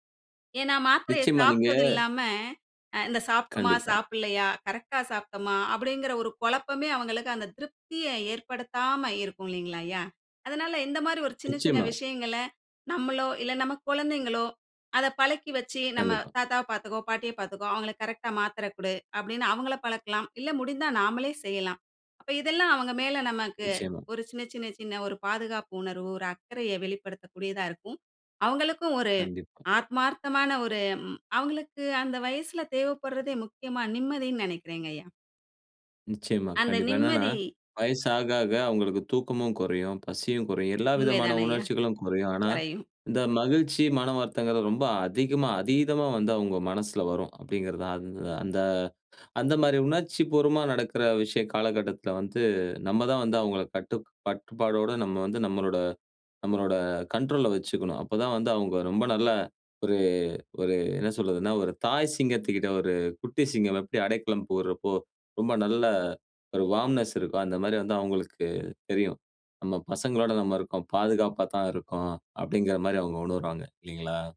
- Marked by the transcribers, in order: in English: "கண்ட்ரோல்ல"; in English: "வார்ம்னெஸ்"
- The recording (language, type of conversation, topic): Tamil, podcast, வயதான பெற்றோரைப் பார்த்துக் கொள்ளும் பொறுப்பை நீங்கள் எப்படிப் பார்க்கிறீர்கள்?